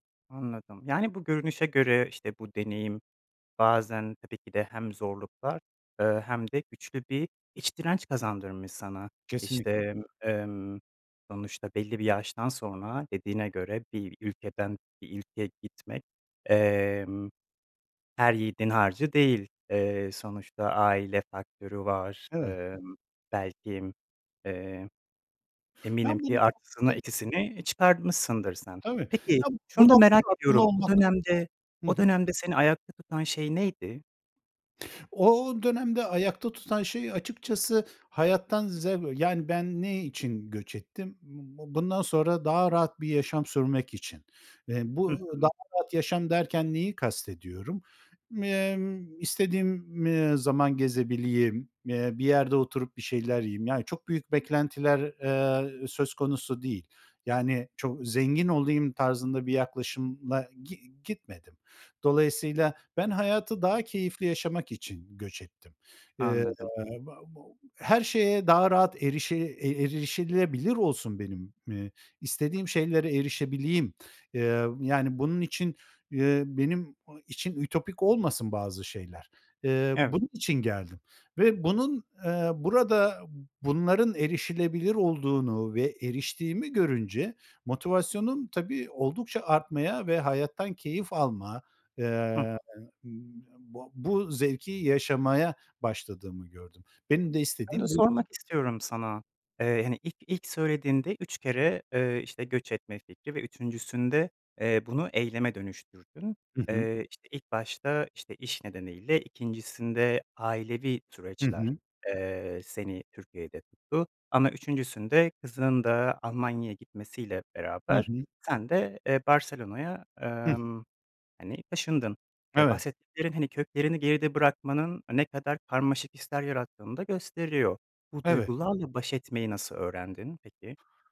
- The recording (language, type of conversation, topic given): Turkish, podcast, Göç deneyimi yaşadıysan, bu süreç seni nasıl değiştirdi?
- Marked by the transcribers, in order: other background noise; unintelligible speech; unintelligible speech